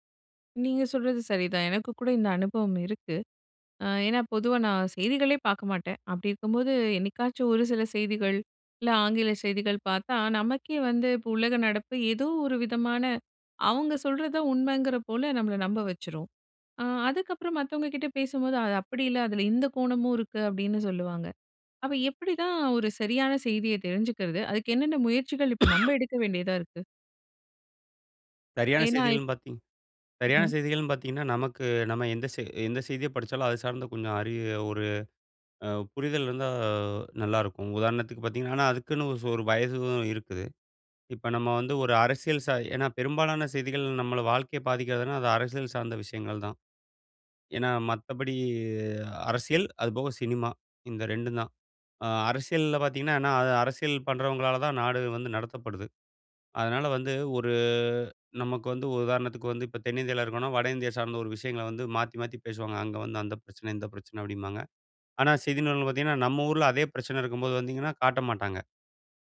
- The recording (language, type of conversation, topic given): Tamil, podcast, செய்தி ஊடகங்கள் நம்பகமானவையா?
- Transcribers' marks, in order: cough